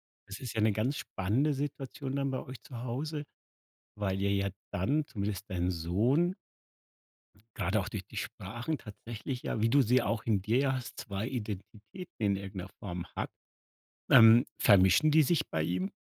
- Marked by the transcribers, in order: none
- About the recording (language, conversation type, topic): German, podcast, Welche Rolle spielen Dialekte in deiner Identität?